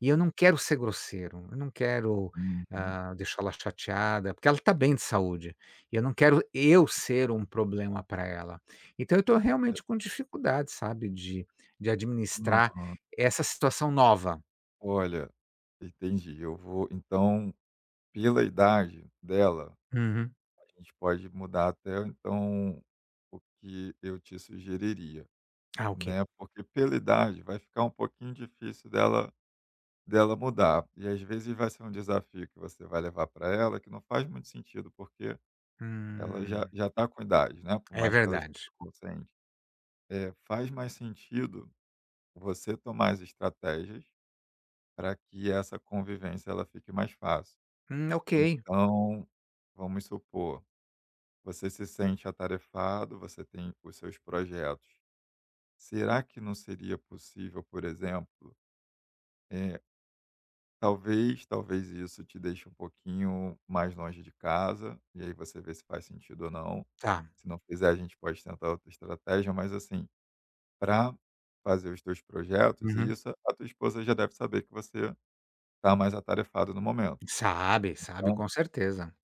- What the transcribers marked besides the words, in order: tapping
- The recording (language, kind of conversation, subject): Portuguese, advice, Como lidar com uma convivência difícil com os sogros ou com a família do(a) parceiro(a)?